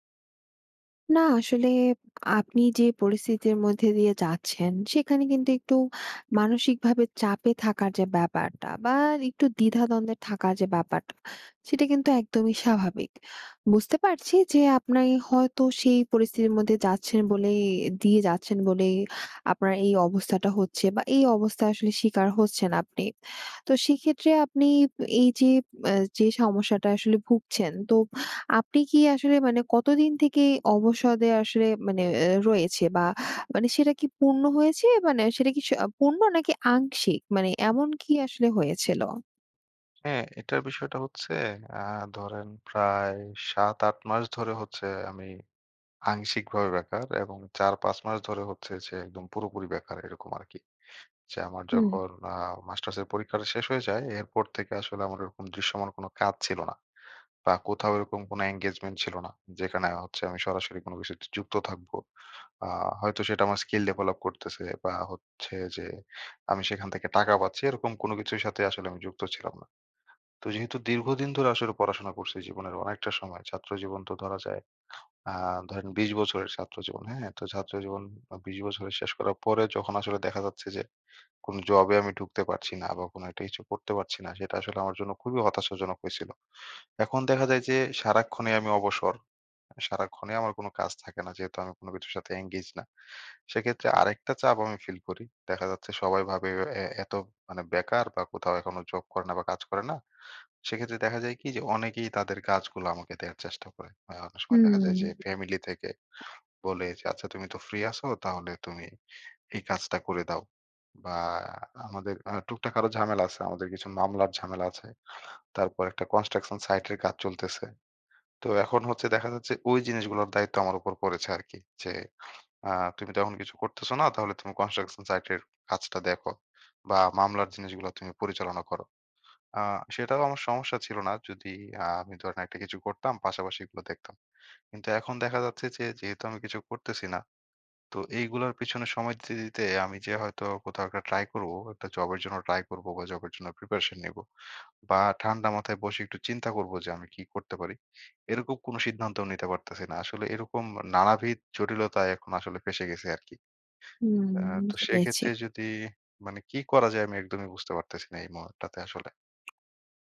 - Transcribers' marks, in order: other background noise; tapping; in English: "engagement"; in English: "engage"; in English: "construction site"; in English: "construction site"
- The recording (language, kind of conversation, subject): Bengali, advice, অবসরের পর জীবনে নতুন উদ্দেশ্য কীভাবে খুঁজে পাব?